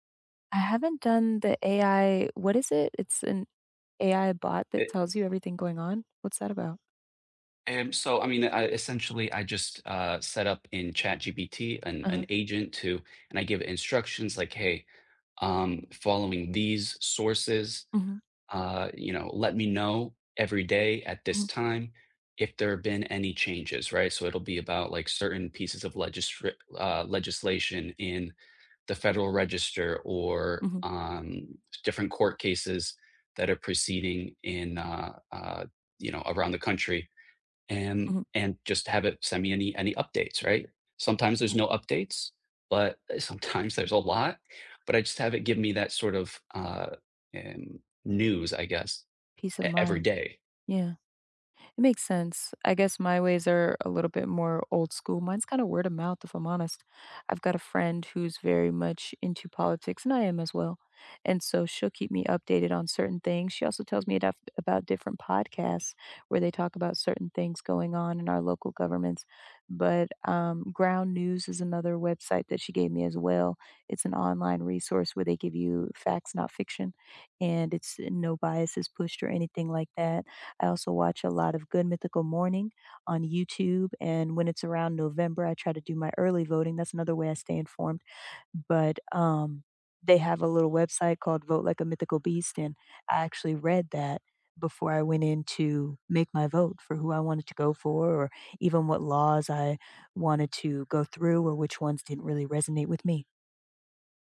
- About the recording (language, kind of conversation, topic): English, unstructured, What are your go-to ways to keep up with new laws and policy changes?
- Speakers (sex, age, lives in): female, 30-34, United States; male, 30-34, United States
- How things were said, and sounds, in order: tapping; laughing while speaking: "sometimes"; other background noise